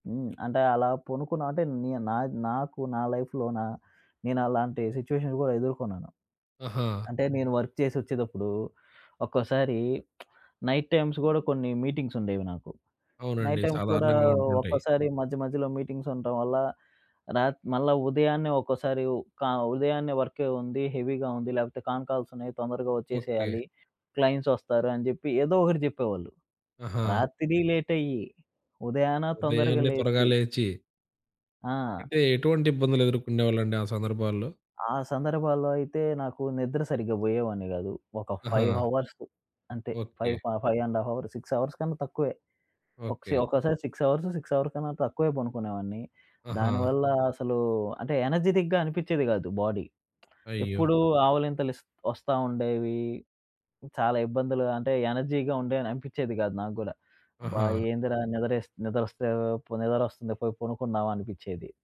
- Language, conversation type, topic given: Telugu, podcast, మీ నిద్రలో చేసిన చిన్న మార్పులు మీ జీవితాన్ని ఎలా మార్చాయో చెప్పగలరా?
- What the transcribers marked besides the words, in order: in English: "లైఫ్‌లోనా"; in English: "సిచ్యువేషన్"; in English: "వర్క్"; lip smack; in English: "నైట్ టైమ్స్"; in English: "మీటింగ్స్"; in English: "నైట్ టైమ్స్"; in English: "మీటింగ్స్"; in English: "వర్క్"; in English: "హెవీగా"; in English: "కాన్ కాల్స్"; in English: "క్లయింట్స్"; tapping; in English: "ఫైవ్ హవర్స్"; in English: "ఫైవ్ ఫైవ్ అండ్ హాఫ్ హవర్స్, సిక్స్ అవర్స్"; in English: "సిక్స్ అవర్స్, సిక్స్ అవర్"; in English: "ఎనర్జిటిక్‌గా"; in English: "బాడీ"; in English: "ఎనర్జీగా"